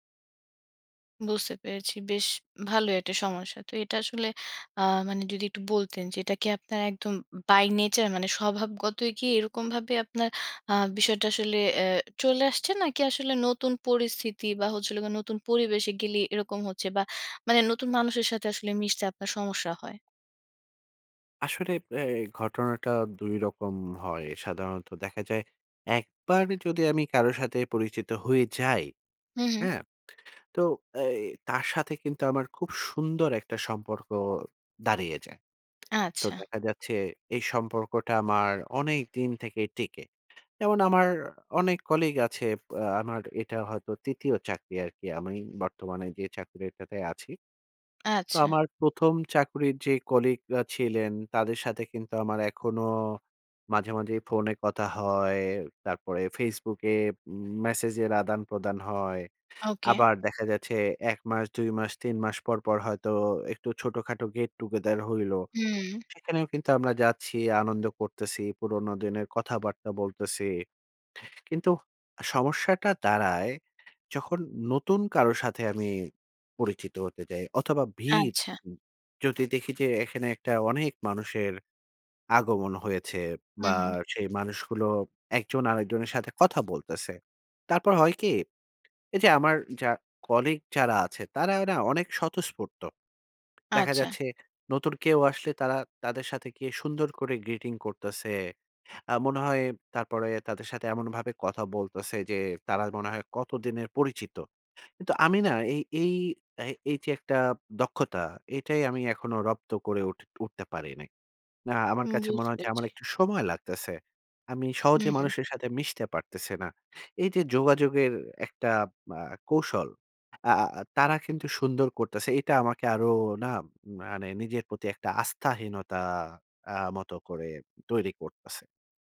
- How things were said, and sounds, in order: in English: "by nature"; tapping
- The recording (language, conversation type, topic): Bengali, advice, কর্মস্থলে মিশে যাওয়া ও নেটওয়ার্কিংয়ের চাপ কীভাবে সামলাব?